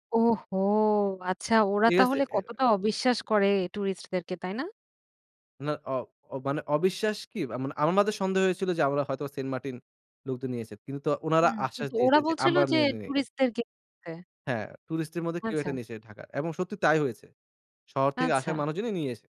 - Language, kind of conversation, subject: Bengali, podcast, আপনার জীবনে সবচেয়ে বেশি পরিবর্তন এনেছিল এমন কোন ভ্রমণটি ছিল?
- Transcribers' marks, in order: "নেইনি" said as "নিয়েনিনি"